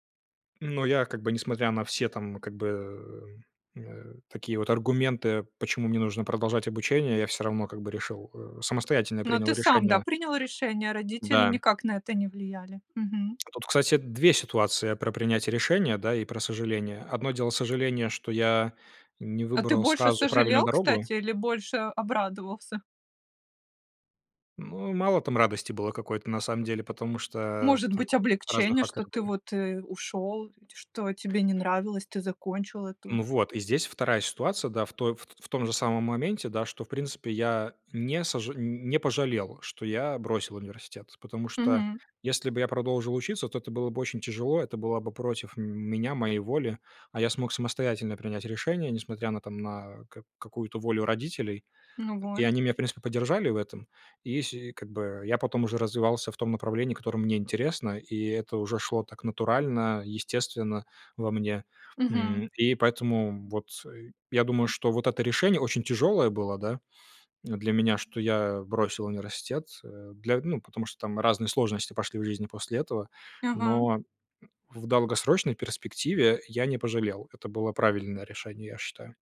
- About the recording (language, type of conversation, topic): Russian, podcast, Как принимать решения, чтобы потом не жалеть?
- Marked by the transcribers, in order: none